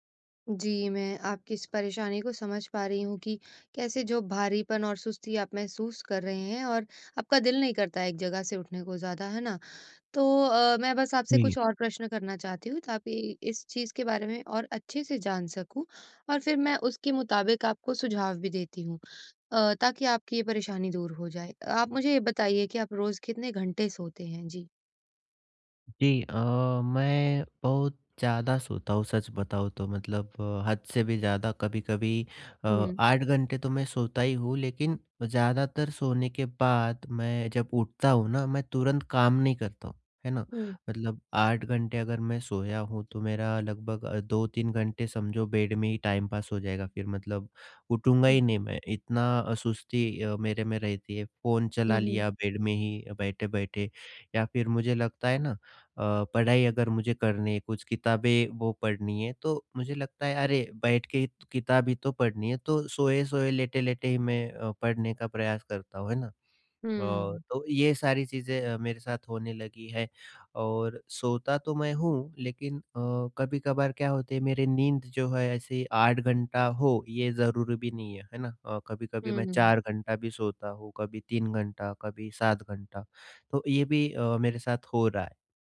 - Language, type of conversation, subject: Hindi, advice, मैं दिनभर कम ऊर्जा और सुस्ती क्यों महसूस कर रहा/रही हूँ?
- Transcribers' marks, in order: tapping; in English: "टाइम पास"